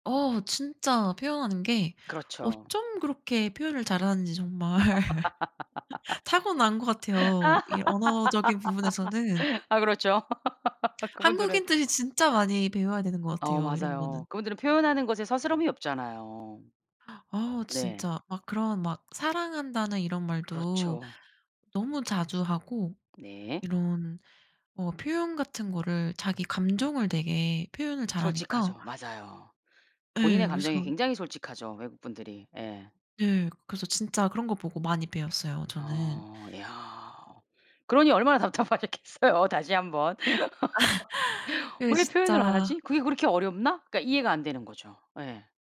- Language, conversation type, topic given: Korean, podcast, 사과할 때 어떤 말이 가장 진심으로 들리나요?
- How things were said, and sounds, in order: tapping; laugh; laughing while speaking: "정말"; laugh; other background noise; "스스럼" said as "서스럼"; laughing while speaking: "답답하셨겠어요, 다시 한번"; laugh